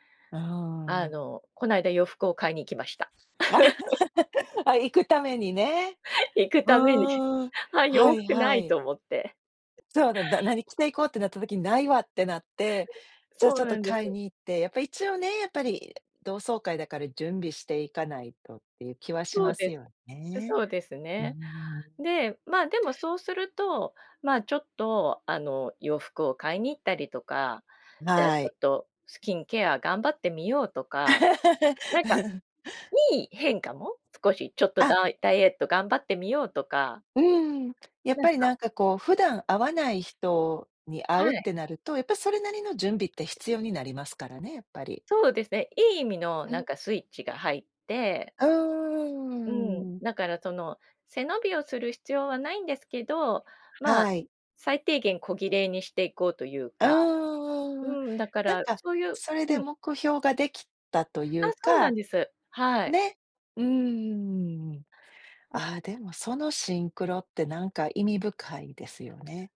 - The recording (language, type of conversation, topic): Japanese, podcast, 誰かの一言で方向がガラッと変わった経験はありますか？
- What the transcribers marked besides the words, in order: laugh; tapping; laugh; unintelligible speech